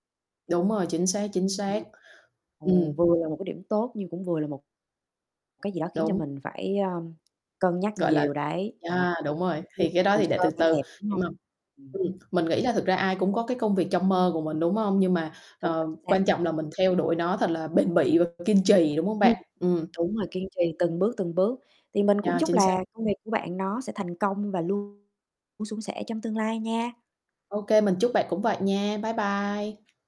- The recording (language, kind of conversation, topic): Vietnamese, unstructured, Công việc trong mơ của bạn là gì?
- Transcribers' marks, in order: distorted speech; tapping; other background noise; mechanical hum